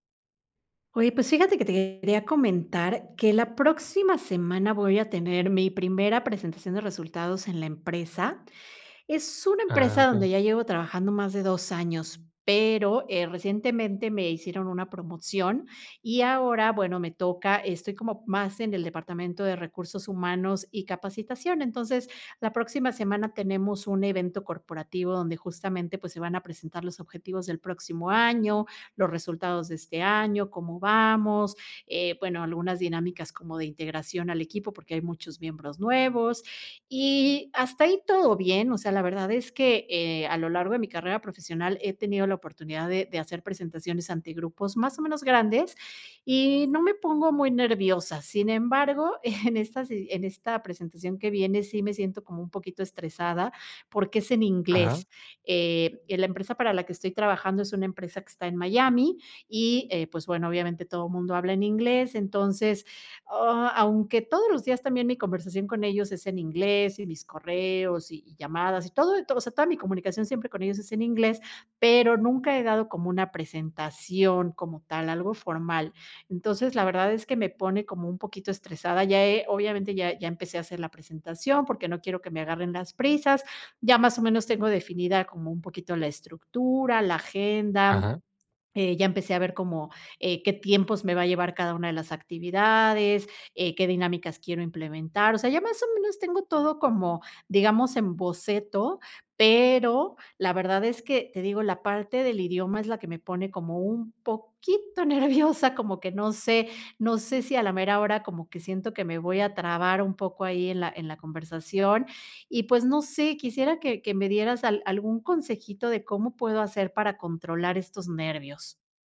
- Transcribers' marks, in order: chuckle; laughing while speaking: "poquito nerviosa"
- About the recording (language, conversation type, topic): Spanish, advice, ¿Cómo puedo hablar en público sin perder la calma?